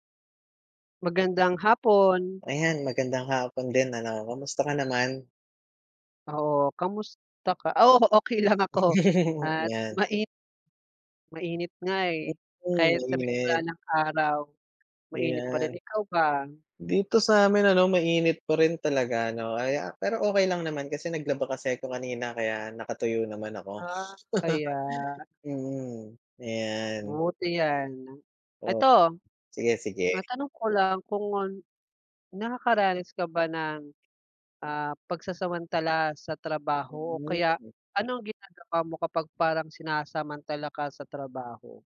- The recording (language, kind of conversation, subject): Filipino, unstructured, Ano ang ginagawa mo kapag pakiramdam mo ay sinasamantala ka sa trabaho?
- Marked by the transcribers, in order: alarm; laughing while speaking: "okey lang ako"; chuckle; other background noise; chuckle